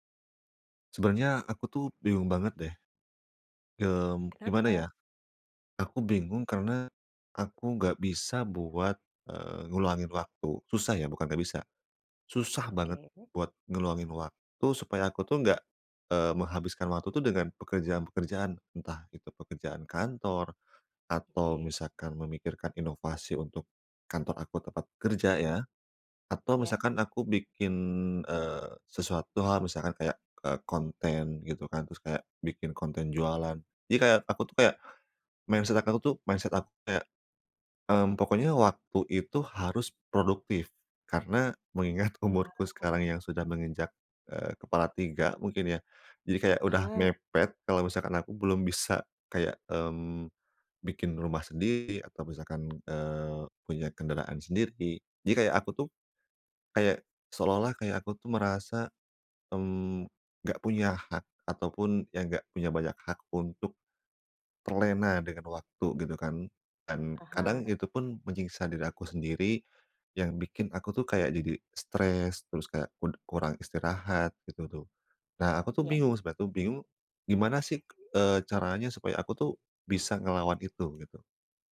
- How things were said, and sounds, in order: in English: "mindset"; laughing while speaking: "mengingat"; tapping
- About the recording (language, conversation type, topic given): Indonesian, advice, Bagaimana cara belajar bersantai tanpa merasa bersalah dan tanpa terpaku pada tuntutan untuk selalu produktif?